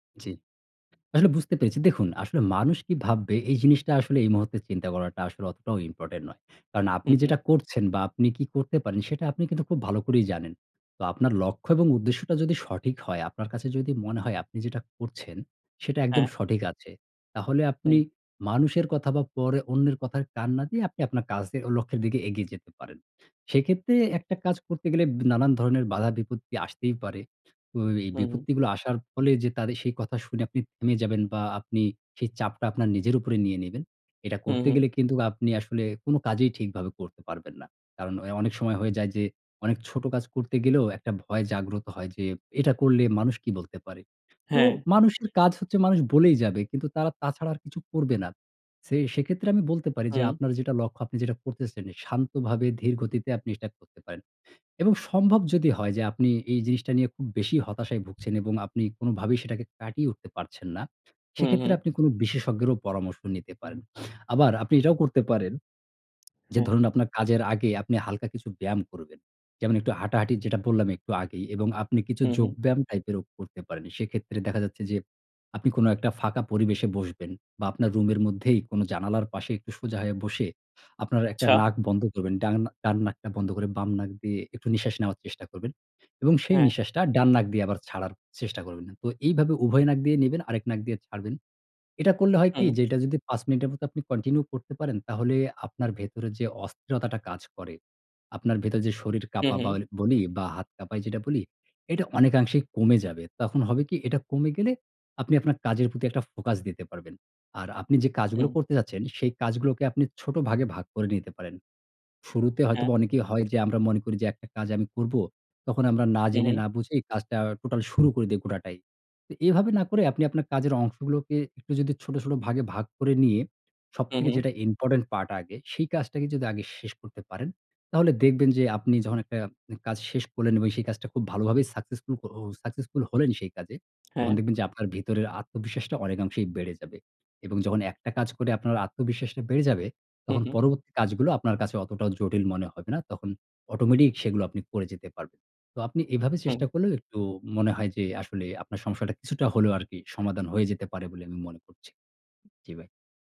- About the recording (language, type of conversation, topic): Bengali, advice, অনিশ্চয়তা হলে কাজে হাত কাঁপে, শুরু করতে পারি না—আমি কী করব?
- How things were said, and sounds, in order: tapping; other background noise